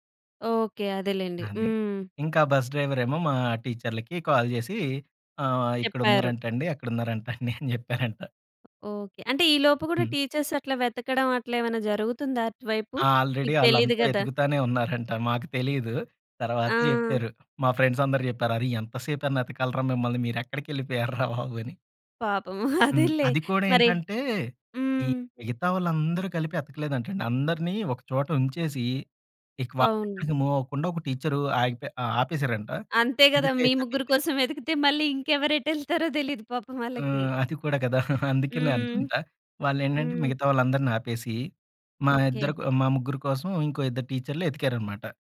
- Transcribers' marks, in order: other background noise; in English: "డ్రైవర్"; in English: "కాల్"; laughing while speaking: "అక్కడున్నారంటండి అని జెప్పారంట"; tapping; in English: "టీచర్స్"; in English: "ఆల్రెడీ"; in English: "ఫ్రెండ్స్"; laughing while speaking: "బాబు! అని"; chuckle; in English: "మూవ్"; chuckle
- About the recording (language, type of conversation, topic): Telugu, podcast, ప్రయాణంలో తప్పిపోయి మళ్లీ దారి కనిపెట్టిన క్షణం మీకు ఎలా అనిపించింది?